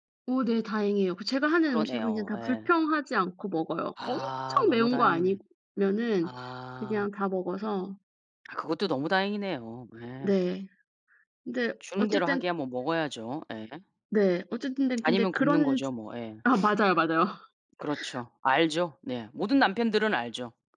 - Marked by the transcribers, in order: other background noise; laughing while speaking: "맞아요"; sniff
- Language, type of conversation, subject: Korean, podcast, 요리로 사랑을 표현하는 방법은 무엇이라고 생각하시나요?